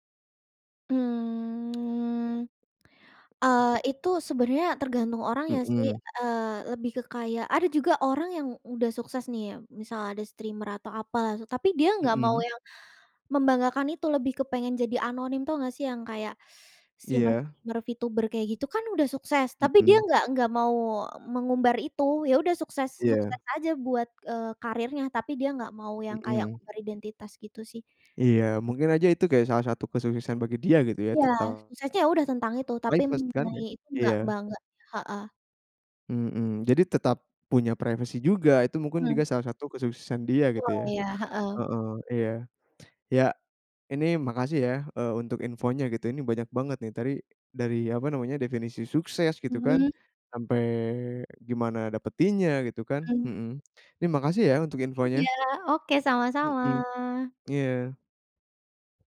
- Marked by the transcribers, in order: drawn out: "Mmm"; tapping; other background noise; in English: "streamer"; teeth sucking; in English: "streamer-streamer"; unintelligible speech
- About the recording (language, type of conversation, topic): Indonesian, podcast, Menurutmu, apa arti sukses?